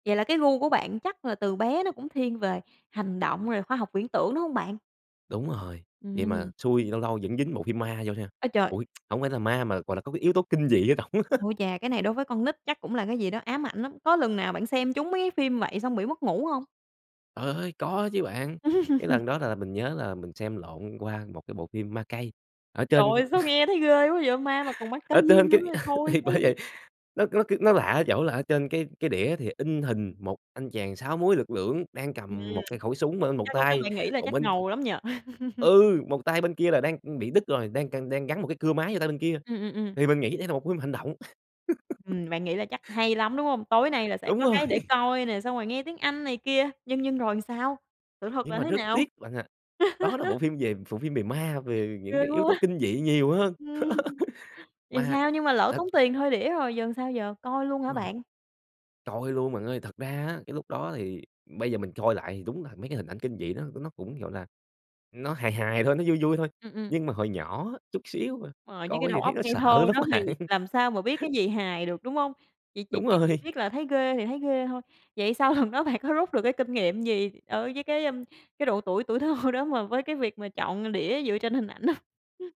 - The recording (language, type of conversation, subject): Vietnamese, podcast, Bạn nghĩ những sở thích hồi nhỏ đã ảnh hưởng đến con người bạn bây giờ như thế nào?
- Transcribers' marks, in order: tsk; laughing while speaking: "á"; tapping; "Trời" said as "Ời"; laugh; laugh; laughing while speaking: "cây"; laugh; laughing while speaking: "thì bởi"; tongue click; laugh; laugh; laughing while speaking: "rồi!"; other background noise; laugh; laughing while speaking: "quá! Ừm"; laugh; laughing while speaking: "sợ lắm"; laugh; laughing while speaking: "rồi"; laughing while speaking: "lần"; laughing while speaking: "bạn có"; laughing while speaking: "thơ"; laughing while speaking: "hông?"